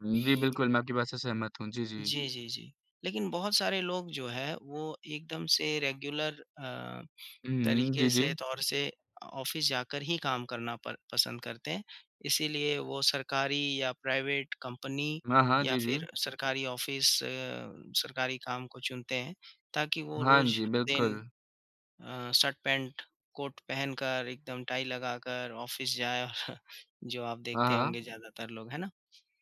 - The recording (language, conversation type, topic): Hindi, unstructured, क्या घर से काम करना कार्यालय में काम करने से बेहतर है, और क्यों?
- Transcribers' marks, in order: in English: "रेगुलर"; tapping; in English: "ऑफ़िस"; in English: "ऑफ़िस"; in English: "ऑफ़िस"; laughing while speaking: "और"